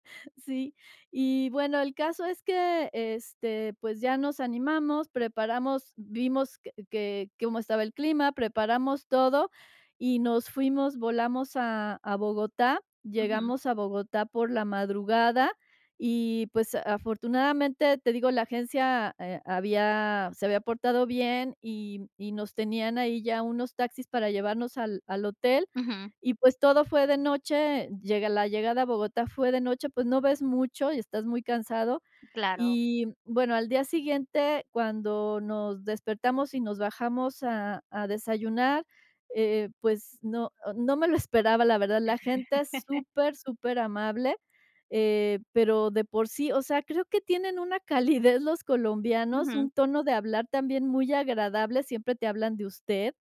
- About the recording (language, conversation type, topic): Spanish, podcast, ¿Puedes contarme sobre un viaje que empezó mal, pero luego terminó mejorando?
- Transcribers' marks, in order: other background noise; laugh; laughing while speaking: "calidez"